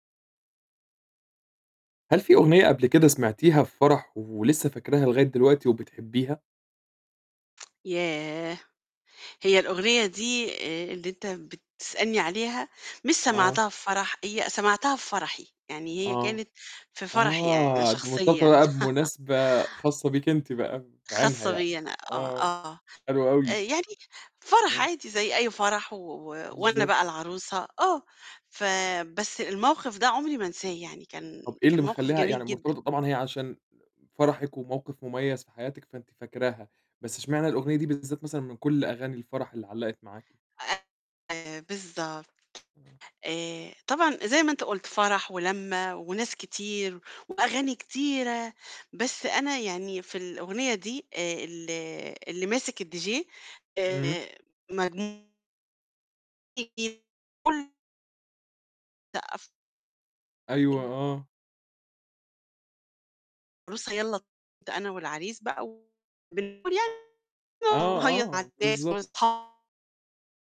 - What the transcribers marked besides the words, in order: tsk; distorted speech; laugh; tapping; other background noise; other noise; in English: "الDJ"; unintelligible speech; unintelligible speech; unintelligible speech; unintelligible speech
- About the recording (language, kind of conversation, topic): Arabic, podcast, إيه هي الأغنية اللي سمعتها في فرح ولسه بتفضلها لحد دلوقتي؟